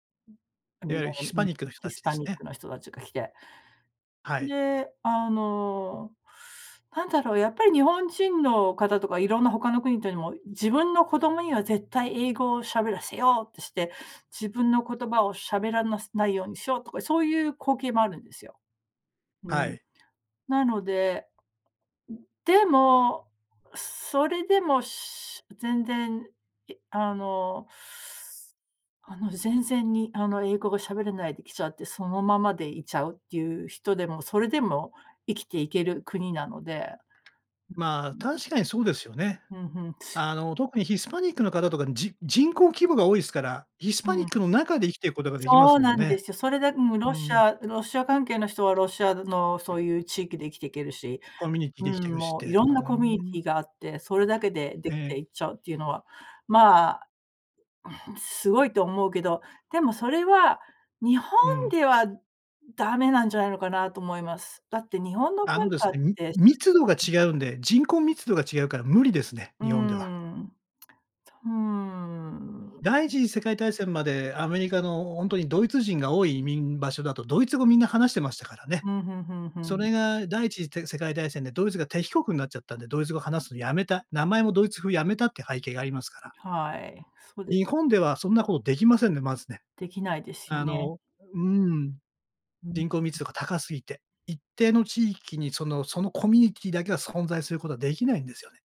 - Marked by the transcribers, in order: unintelligible speech; other background noise
- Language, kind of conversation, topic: Japanese, podcast, 多様な人が一緒に暮らすには何が大切ですか？